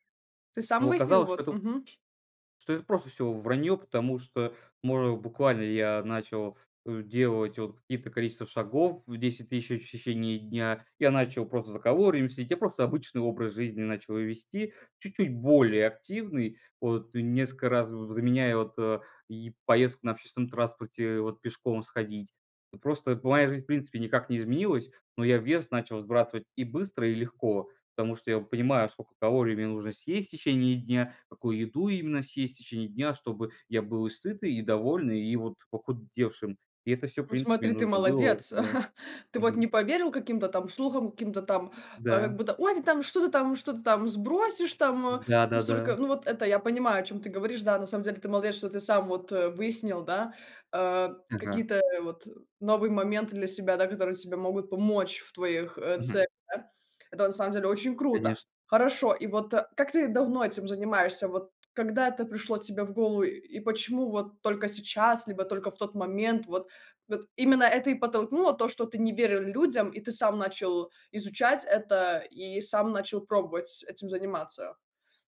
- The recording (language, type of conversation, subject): Russian, podcast, Какие небольшие привычки сильнее всего изменили твою жизнь?
- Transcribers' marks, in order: chuckle